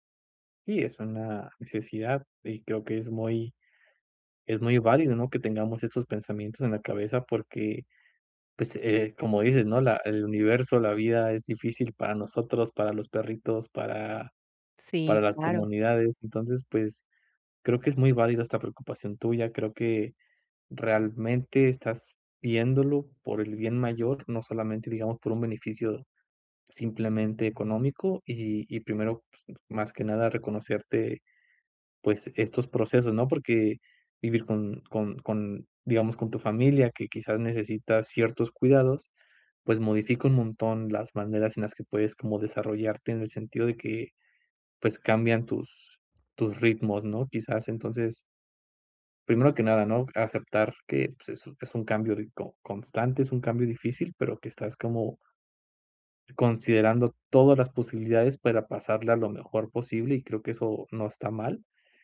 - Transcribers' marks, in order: other background noise
- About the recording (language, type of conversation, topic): Spanish, advice, ¿Por qué me siento culpable al descansar o divertirme en lugar de trabajar?